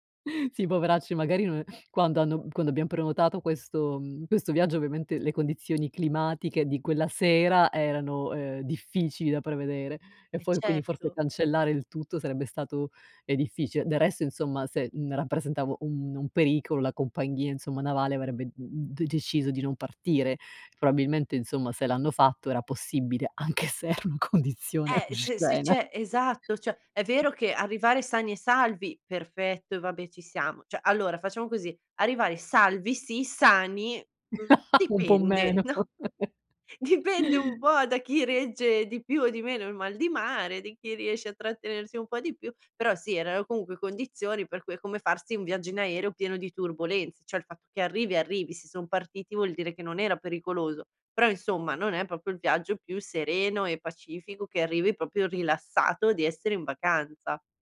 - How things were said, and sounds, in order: "Probabilmente" said as "proabilmente"; laughing while speaking: "anche se era una condizione oscena"; other background noise; laughing while speaking: "no?"; chuckle; chuckle; "proprio" said as "propio"; "proprio" said as "propio"
- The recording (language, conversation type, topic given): Italian, podcast, Qual è stata la tua peggiore disavventura in vacanza?